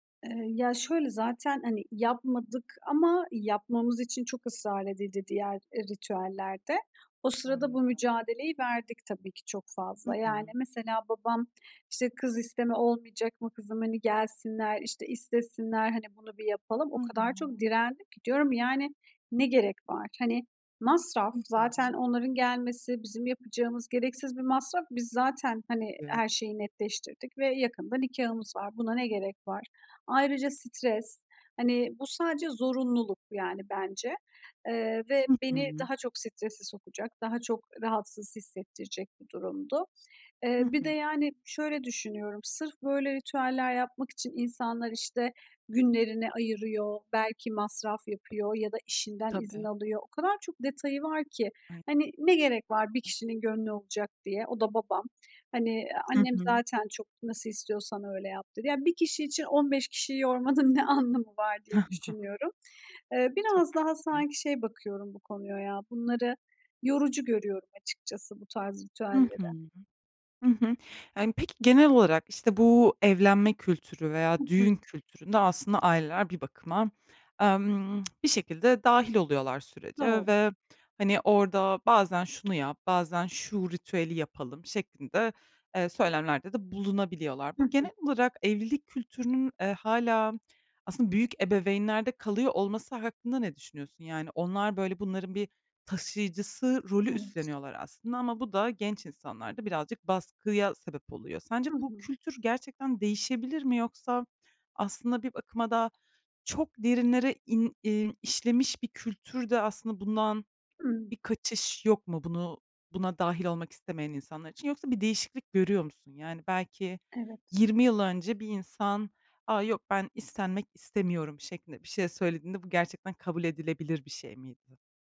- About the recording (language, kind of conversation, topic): Turkish, podcast, Bir düğün ya da kutlamada herkesin birlikteymiş gibi hissettiği o anı tarif eder misin?
- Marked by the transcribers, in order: other background noise; unintelligible speech; tapping; laughing while speaking: "yormanın ne anlamı"; chuckle; tsk